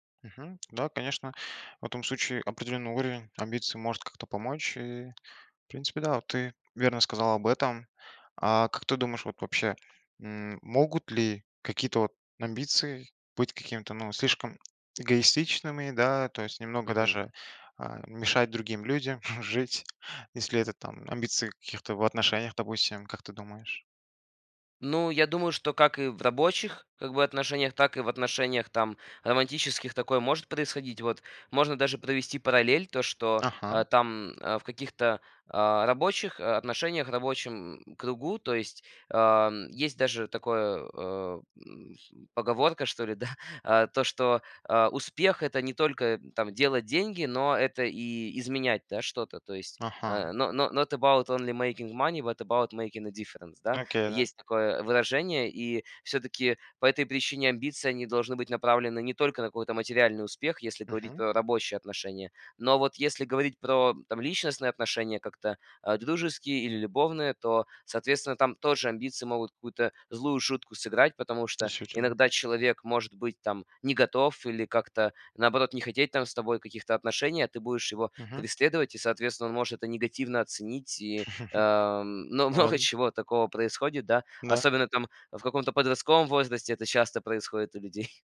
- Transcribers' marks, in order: tapping; laughing while speaking: "жить"; chuckle; in English: "No no not about only making money, but about making a difference"; other background noise; chuckle; laughing while speaking: "много чего"; chuckle
- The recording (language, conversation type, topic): Russian, podcast, Какую роль играет амбиция в твоих решениях?